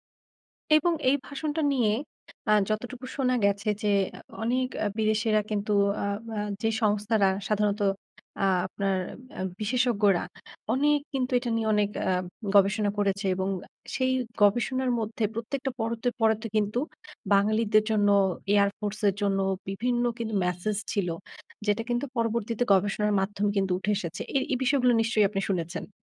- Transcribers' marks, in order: horn; tapping
- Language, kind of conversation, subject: Bengali, podcast, একটি বিখ্যাত সংলাপ কেন চিরস্থায়ী হয়ে যায় বলে আপনি মনে করেন?